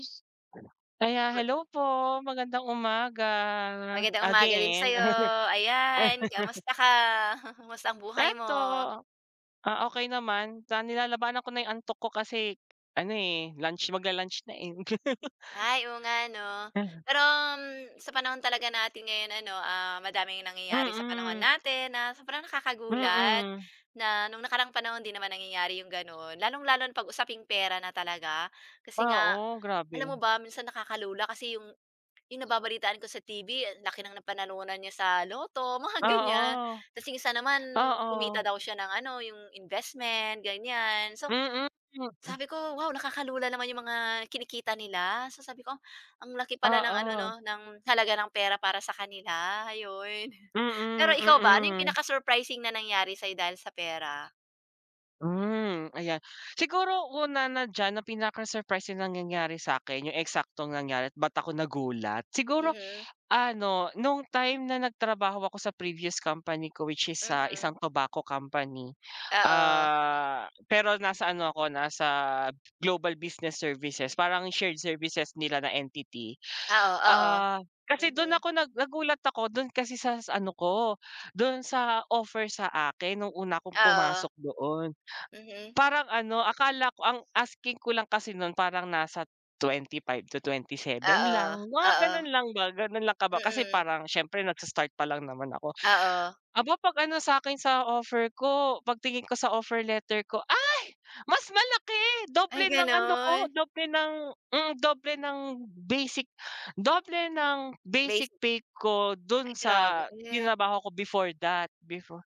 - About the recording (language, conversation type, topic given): Filipino, unstructured, Ano ang pinakanakakagulat na nangyari sa’yo dahil sa pera?
- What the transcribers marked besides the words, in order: laugh; chuckle; laugh; chuckle